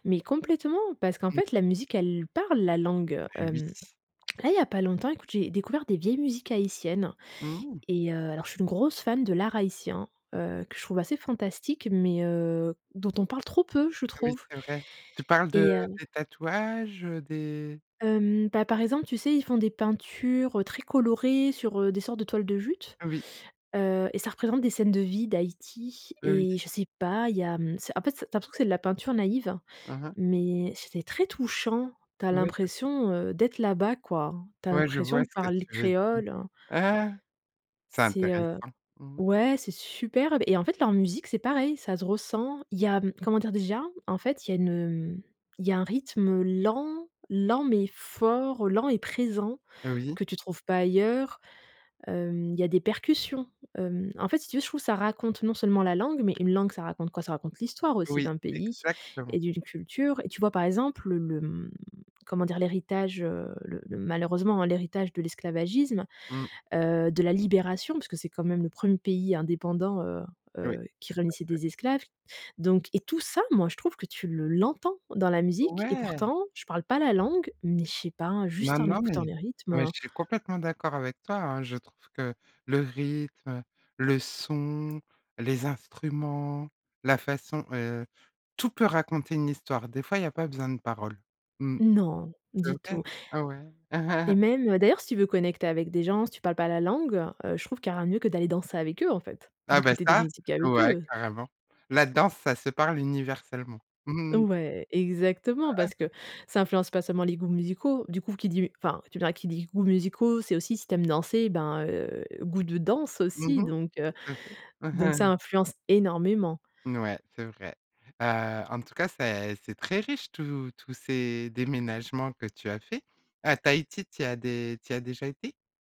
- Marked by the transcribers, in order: tapping; other background noise; chuckle; stressed: "superbe"; stressed: "tout"; chuckle; chuckle; chuckle; stressed: "énormément"
- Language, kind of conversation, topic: French, podcast, Comment les langues qui t’entourent influencent-elles tes goûts musicaux ?